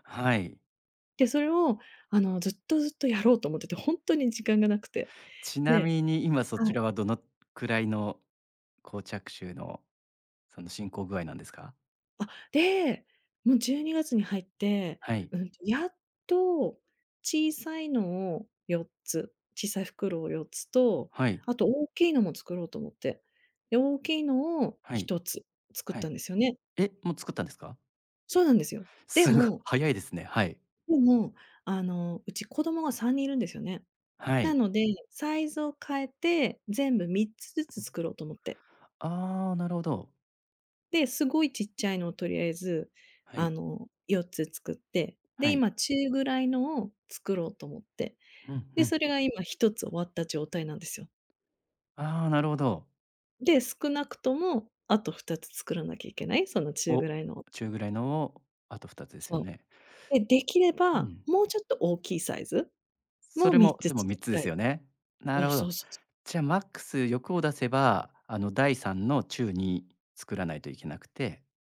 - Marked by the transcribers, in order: other background noise; unintelligible speech
- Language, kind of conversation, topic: Japanese, advice, 日常の忙しさで創作の時間を確保できない